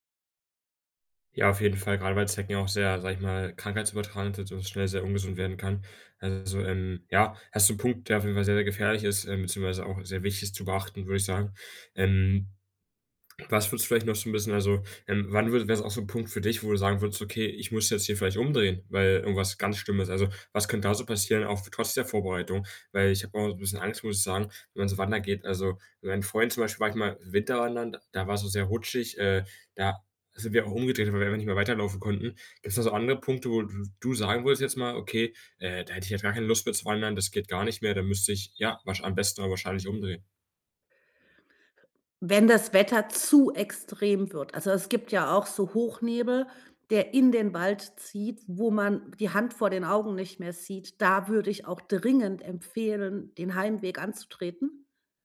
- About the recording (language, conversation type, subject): German, podcast, Welche Tipps hast du für sicheres Alleinwandern?
- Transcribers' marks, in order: other background noise; stressed: "zu"